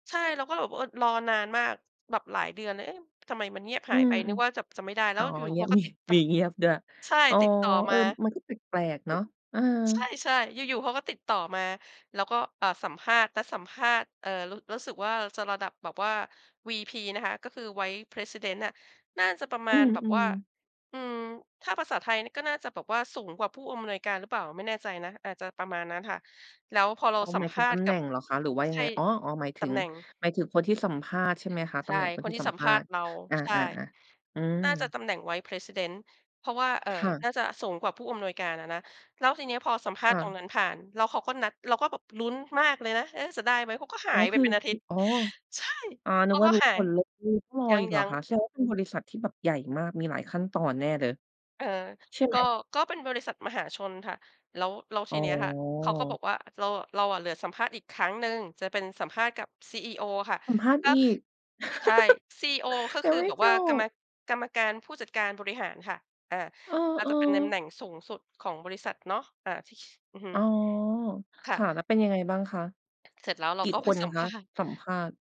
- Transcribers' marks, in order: chuckle; laughing while speaking: "ใช่ ๆ"; in English: "vice president"; in English: "vice president"; chuckle; other noise; laughing while speaking: "ไปสัมภาษณ์"
- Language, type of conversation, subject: Thai, podcast, ช่วงเวลาไหนที่คุณรู้สึกใกล้ชิดกับธรรมชาติมากที่สุด และเล่าให้ฟังได้ไหม?